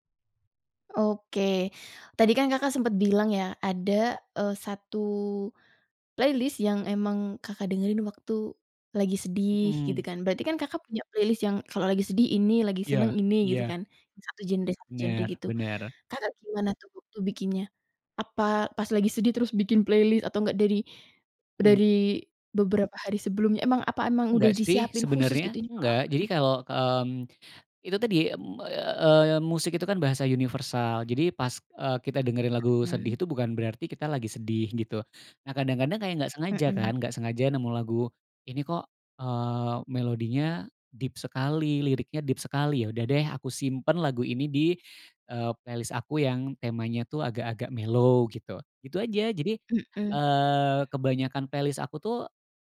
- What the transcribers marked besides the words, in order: in English: "playlist"; in English: "playlist"; in English: "playlist?"; in English: "deep"; in English: "deep"; in English: "playlist"; in English: "mellow"; in English: "playlist"
- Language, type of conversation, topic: Indonesian, podcast, Bagaimana musik membantu kamu melewati masa sulit?